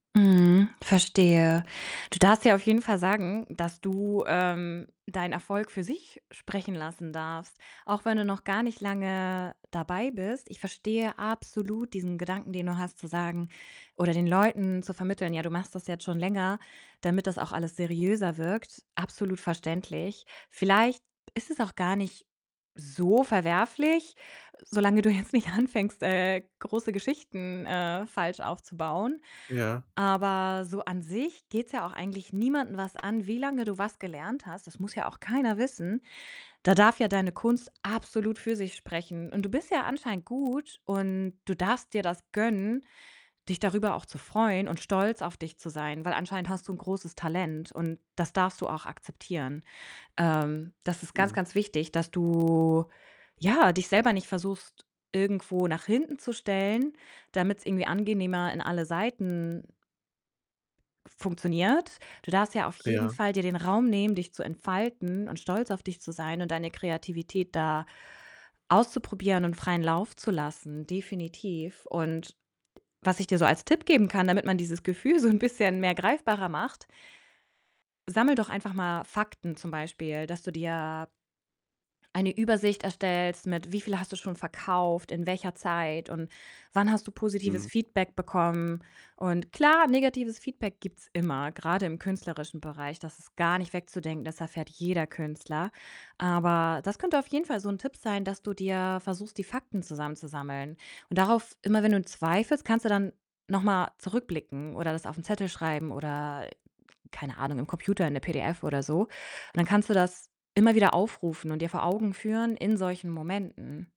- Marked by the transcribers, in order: distorted speech; stressed: "absolut"; stressed: "so"; laughing while speaking: "jetzt nicht anfängst"; tapping; stressed: "absolut"; drawn out: "du"; other background noise; laughing while speaking: "so 'n"; static; other noise
- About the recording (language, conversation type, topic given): German, advice, Warum fühle ich mich trotz meiner Erfolge wie ein Betrüger?